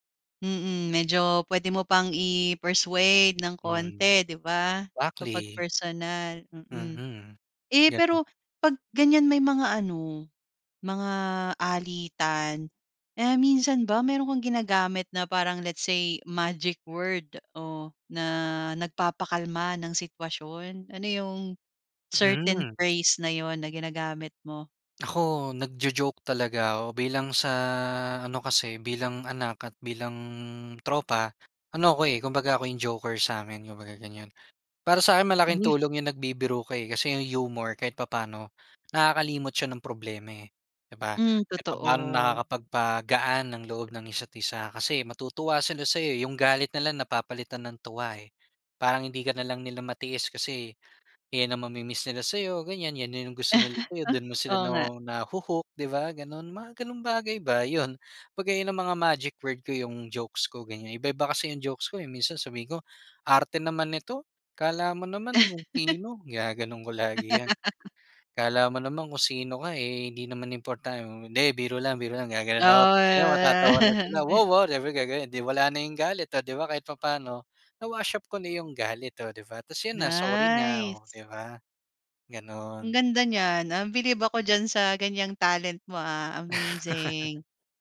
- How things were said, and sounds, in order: tongue click; in English: "let's say magic word"; other background noise; in English: "certain phrase"; tapping; laughing while speaking: "Ah"; laugh
- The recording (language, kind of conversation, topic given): Filipino, podcast, Paano mo hinaharap ang hindi pagkakaintindihan?